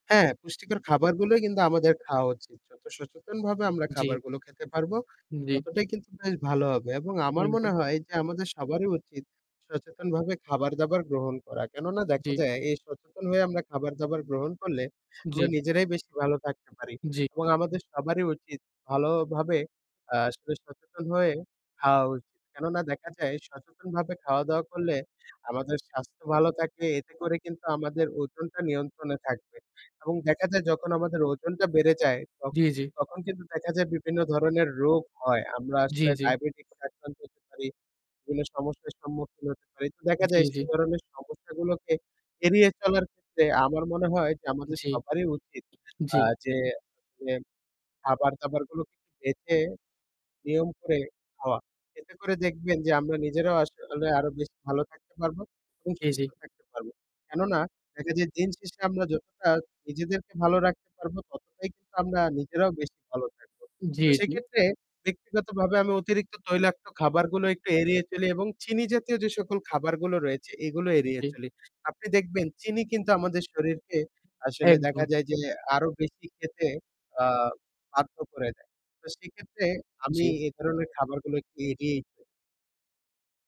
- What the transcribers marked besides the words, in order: static; other background noise; "diabetes" said as "diabetiks"; tapping; unintelligible speech
- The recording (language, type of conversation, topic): Bengali, unstructured, আপনি কোন ধরনের খাবার একেবারেই খেতে চান না?